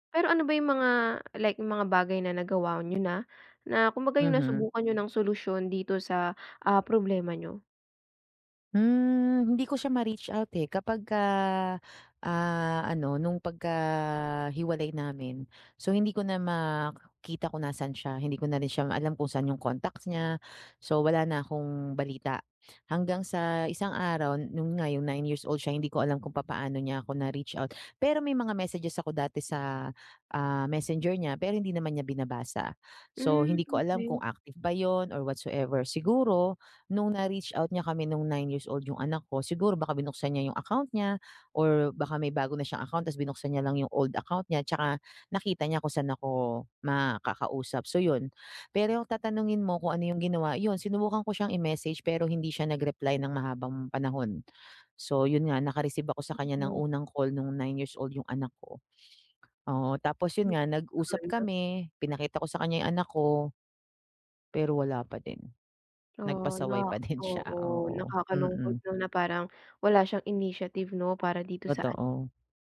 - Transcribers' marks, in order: tapping; other background noise
- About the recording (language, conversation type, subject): Filipino, advice, Paano kami makakahanap ng kompromiso sa pagpapalaki ng anak?